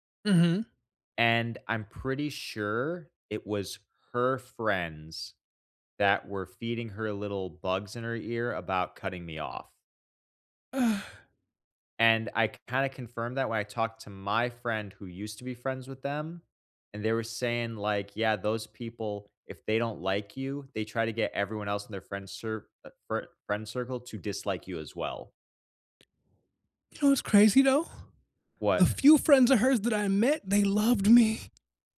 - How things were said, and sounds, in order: tapping
- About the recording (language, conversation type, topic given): English, unstructured, What is a good way to bring up a problem without starting a fight?